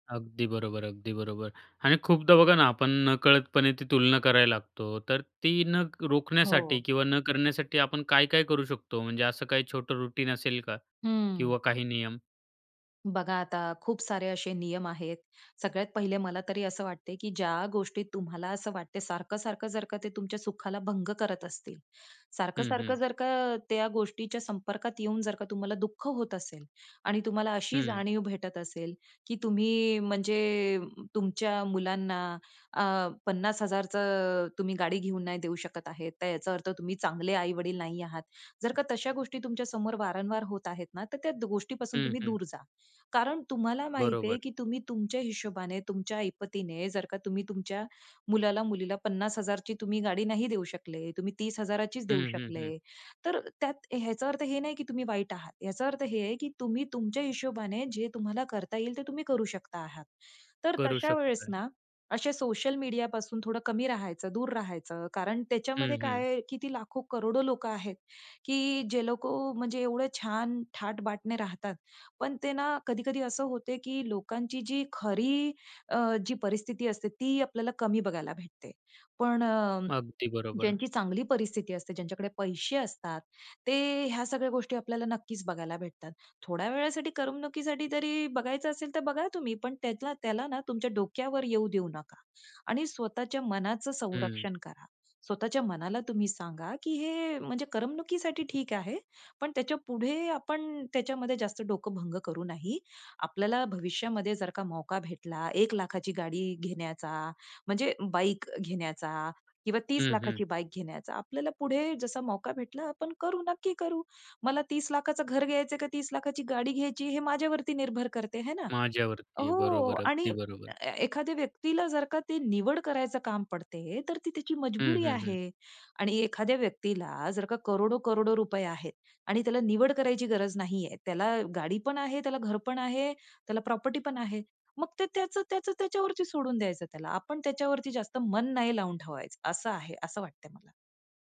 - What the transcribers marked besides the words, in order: in English: "रूटीन"; in Hindi: "थाट-बाट ने"; in Hindi: "मौका"; in English: "बाईक"; in English: "बाईक"; in Hindi: "मौका"; in English: "प्रॉपर्टी"
- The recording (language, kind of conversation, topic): Marathi, podcast, तुम्ही स्वतःची तुलना थांबवण्यासाठी काय करता?